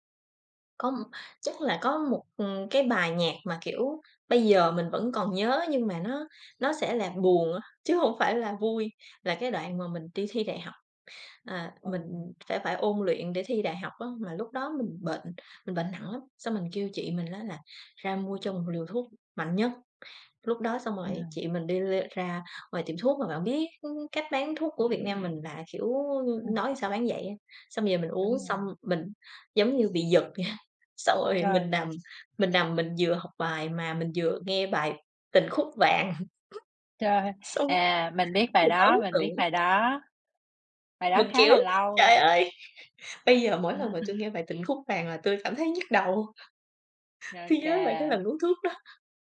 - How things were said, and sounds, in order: tapping; other background noise; laugh; laughing while speaking: "Xong"; laughing while speaking: "Trời ơi!"; chuckle; laughing while speaking: "Khi"; laughing while speaking: "đó"
- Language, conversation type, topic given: Vietnamese, podcast, Âm nhạc đã giúp bạn vượt qua những giai đoạn khó khăn như thế nào?